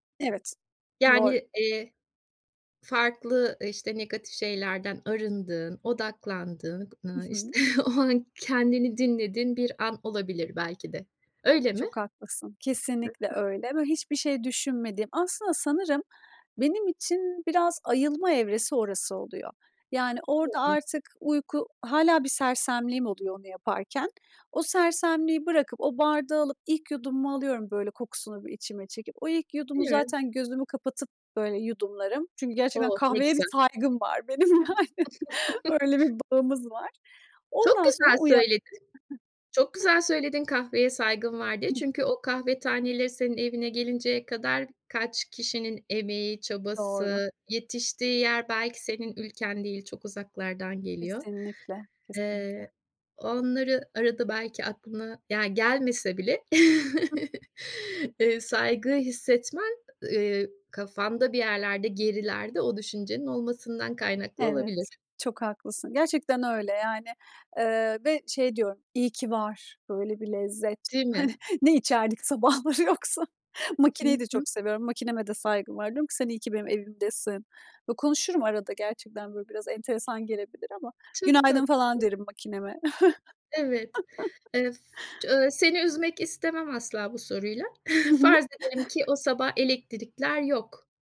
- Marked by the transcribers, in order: chuckle; unintelligible speech; tapping; chuckle; laughing while speaking: "benim, yani"; other noise; chuckle; laughing while speaking: "ne içerdik sabahları yoksa?"; chuckle; chuckle
- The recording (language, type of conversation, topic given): Turkish, podcast, Sabah kahve ya da çay içme ritüelin nasıl olur ve senin için neden önemlidir?